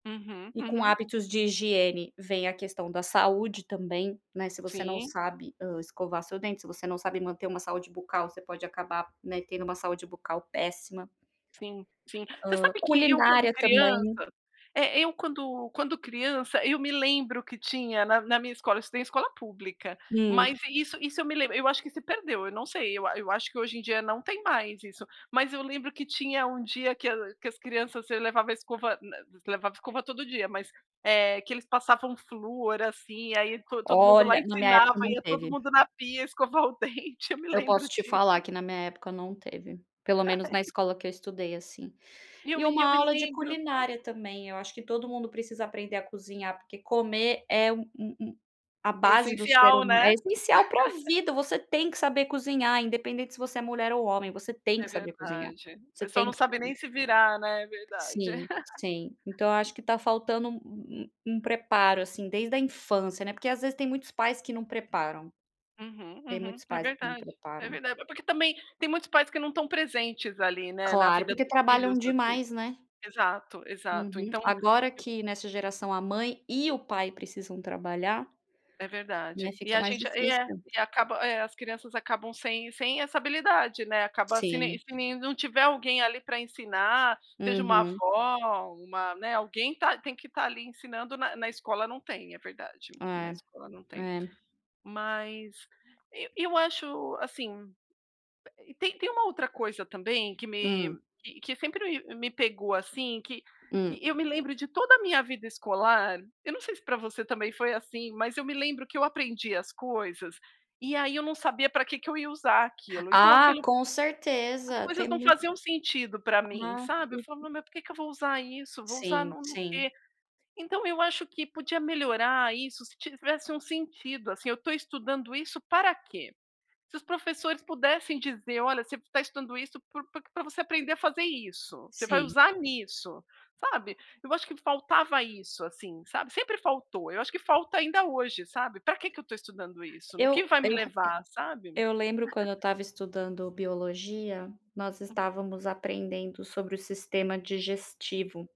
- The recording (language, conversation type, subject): Portuguese, unstructured, O que você faria para melhorar a educação no Brasil?
- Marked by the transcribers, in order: tapping; laugh; other noise; laugh; chuckle; unintelligible speech; chuckle